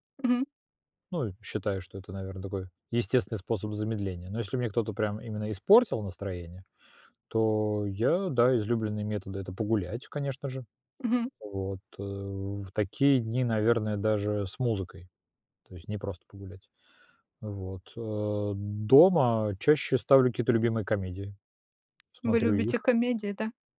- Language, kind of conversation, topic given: Russian, unstructured, Как ты обычно справляешься с плохим настроением?
- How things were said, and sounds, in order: tapping